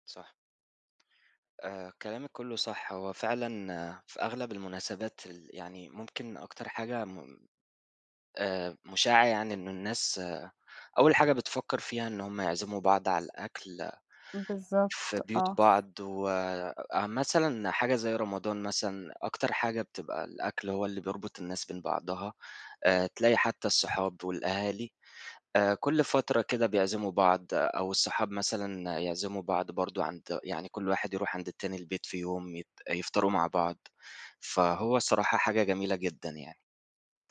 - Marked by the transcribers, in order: other street noise; other background noise
- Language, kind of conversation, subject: Arabic, unstructured, هل إنت مؤمن إن الأكل ممكن يقرّب الناس من بعض؟